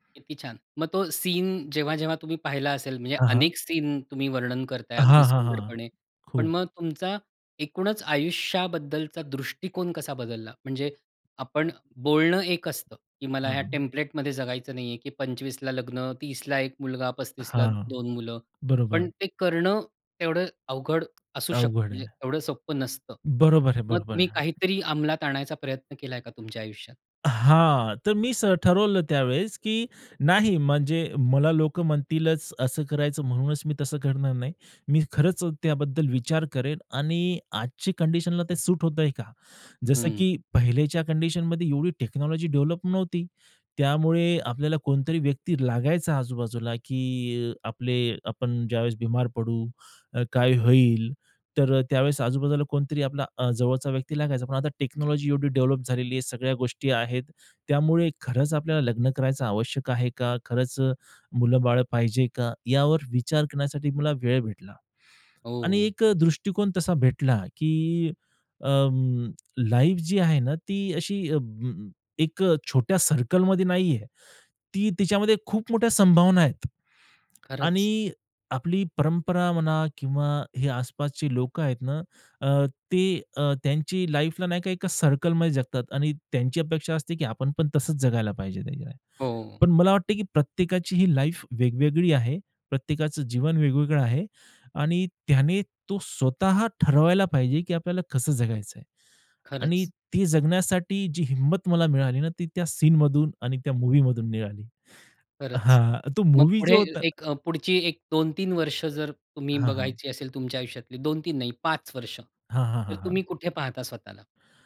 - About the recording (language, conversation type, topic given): Marathi, podcast, एखाद्या चित्रपटातील एखाद्या दृश्याने तुमच्यावर कसा ठसा उमटवला?
- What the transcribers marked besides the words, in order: tapping; other background noise; in English: "टेम्प्लेटमध्ये"; in English: "टेक्नॉलॉजी डेव्हलप"; in English: "टेक्नॉलॉजी"; in English: "डेव्हलप"; in English: "लाईफ"; in English: "लाईफला"; in English: "लाईफ"